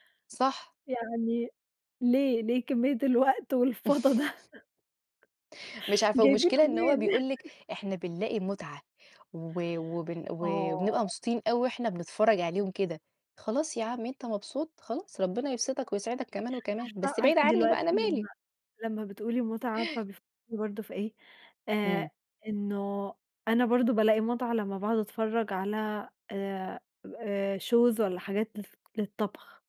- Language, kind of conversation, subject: Arabic, unstructured, هل بتفضل تتمرن في البيت ولا في الجيم؟
- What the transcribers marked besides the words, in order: chuckle; laughing while speaking: "والفَضا ده؟ جايبينه منين؟"; giggle; laugh; chuckle; in English: "shows"